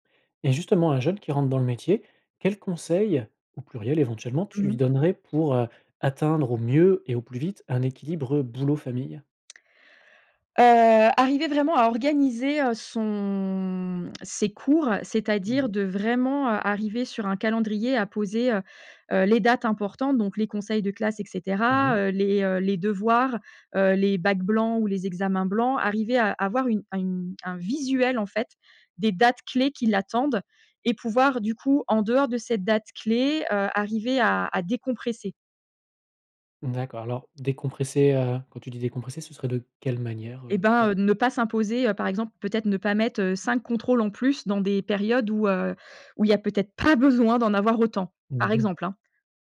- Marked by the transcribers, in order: drawn out: "son"; other background noise
- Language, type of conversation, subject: French, podcast, Comment trouver un bon équilibre entre le travail et la vie de famille ?